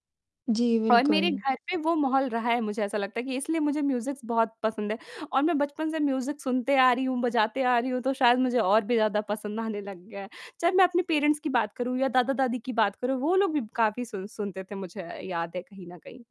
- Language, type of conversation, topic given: Hindi, podcast, परिवार का संगीत आपकी पसंद को कैसे प्रभावित करता है?
- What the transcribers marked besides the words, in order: static; distorted speech; in English: "म्यूज़िक्स"; in English: "म्यूज़िक"; in English: "पेरेंट्स"